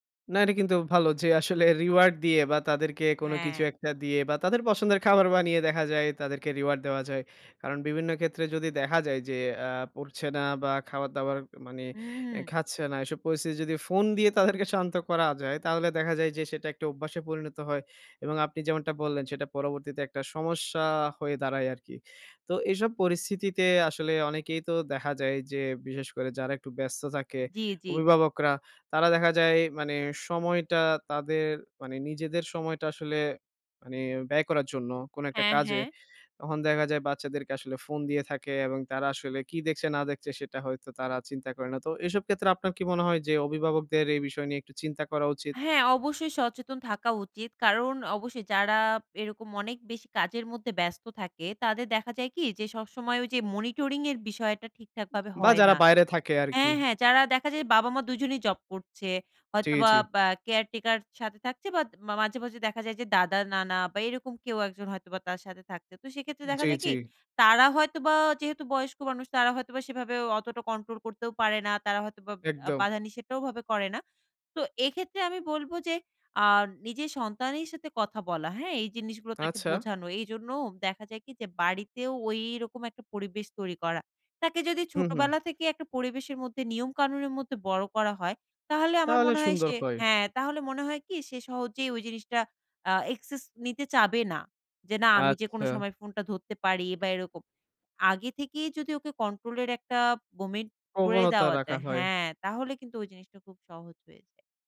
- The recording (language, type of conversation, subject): Bengali, podcast, বাচ্চাদের স্ক্রিন ব্যবহারের বিষয়ে আপনি কী কী নীতি অনুসরণ করেন?
- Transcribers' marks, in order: in English: "reward"; in English: "reward"; laughing while speaking: "তাদেরকে শান্ত করা যায়"; in English: "মনিটরিং"; in English: "a access"; unintelligible speech